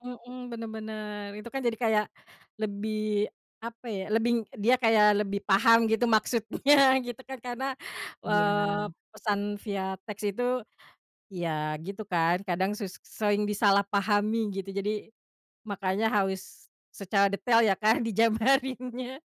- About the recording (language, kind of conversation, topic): Indonesian, podcast, Apa bedanya rasa empati yang kita rasakan lewat pesan teks dibandingkan saat bertatap muka?
- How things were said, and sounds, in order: laughing while speaking: "maksudnya"; laughing while speaking: "dijabarinnya"